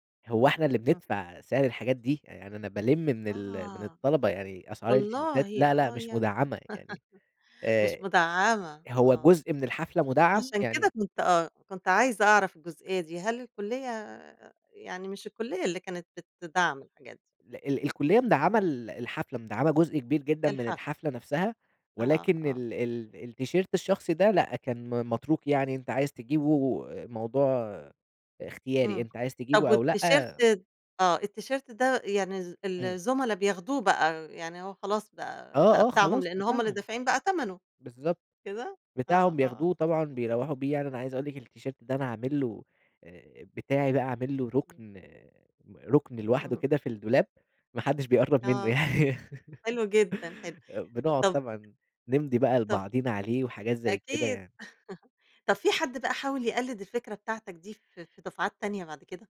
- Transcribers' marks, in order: laugh; in English: "التيشيرتات"; in English: "التيشيرت"; tapping; in English: "والتيشيرت"; in English: "التيشيرت"; in English: "التيشيرت"; laugh; laugh
- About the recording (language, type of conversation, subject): Arabic, podcast, إيه الحاجة اللي عملتها بإيدك وحسّيت بفخر ساعتها؟